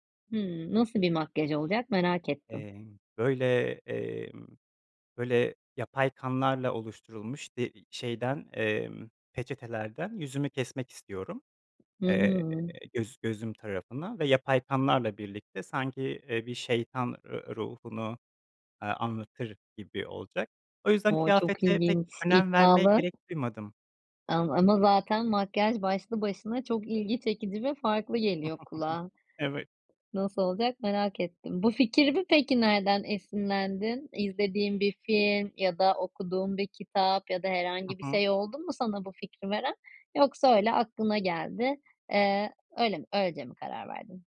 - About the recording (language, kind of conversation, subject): Turkish, podcast, Kıyafetlerinle özgüvenini nasıl artırabilirsin?
- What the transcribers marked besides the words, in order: other background noise; chuckle